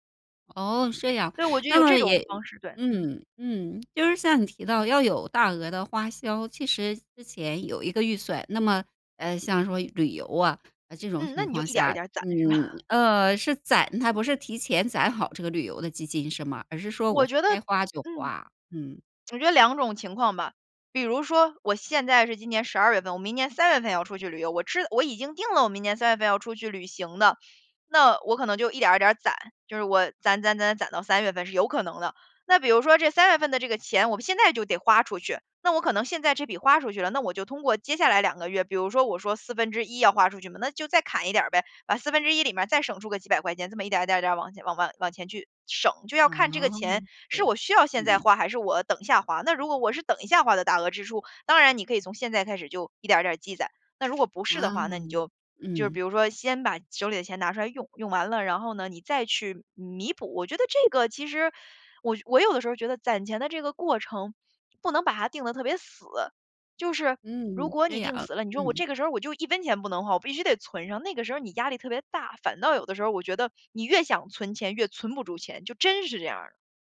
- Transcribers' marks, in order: other background noise; laughing while speaking: "是吧？"; lip smack; "这么" said as "zen么"; stressed: "存"; stressed: "真"
- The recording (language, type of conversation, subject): Chinese, podcast, 你会如何权衡存钱和即时消费？